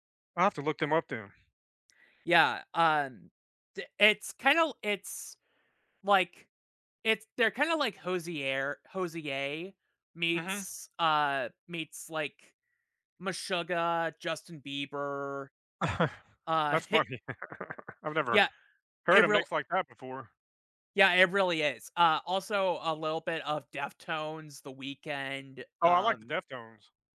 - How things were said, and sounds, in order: chuckle; laughing while speaking: "funny"; chuckle
- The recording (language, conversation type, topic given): English, unstructured, What helps you recharge when life gets overwhelming?